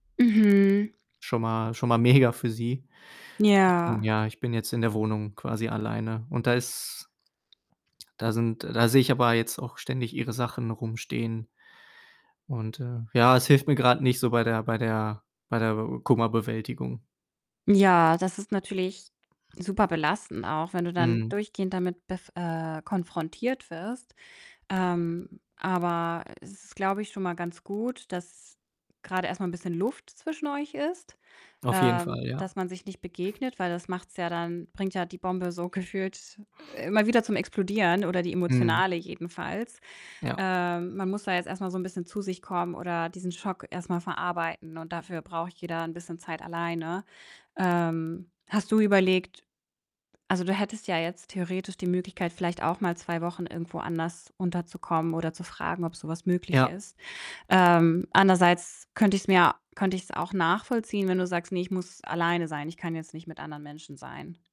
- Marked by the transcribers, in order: distorted speech; laughing while speaking: "mega"; other background noise; throat clearing; tapping
- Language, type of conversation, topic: German, advice, Wie kann ich das Ende einer langjährigen Beziehung oder eine Scheidung gut bewältigen?